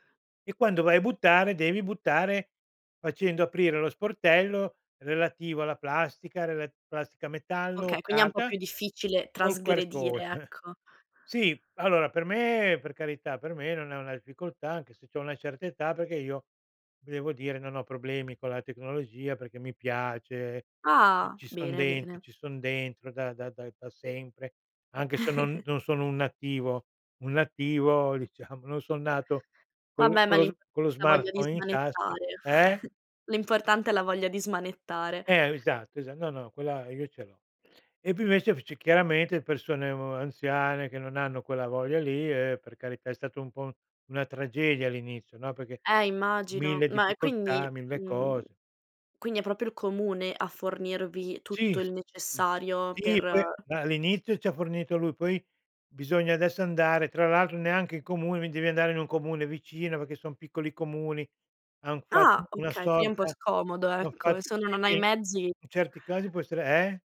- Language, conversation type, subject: Italian, podcast, Che rapporto hai con la raccolta differenziata e il riciclo?
- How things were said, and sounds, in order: in English: "QR code"; laughing while speaking: "code"; other background noise; chuckle; laughing while speaking: "diciamo"; chuckle; "proprio" said as "propio"